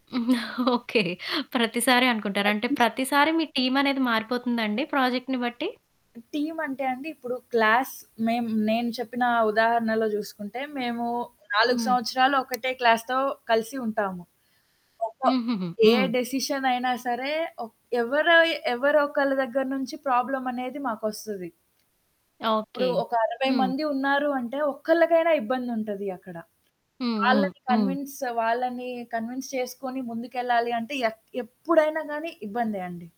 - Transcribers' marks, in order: static; laughing while speaking: "ఓకే"; other background noise; distorted speech; in English: "ప్రాజెక్ట్‌ని"; in English: "టీమ్"; in English: "క్లాస్"; tapping; in English: "క్లాస్‌తో"; in English: "డెసిషన్"; in English: "ప్రాబ్లమ్"; in English: "కన్విన్స్"; in English: "కన్విన్స్"
- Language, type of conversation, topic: Telugu, podcast, మీ వ్యక్తిగత పని శైలిని బృందం పని శైలికి మీరు ఎలా అనుసరిస్తారు?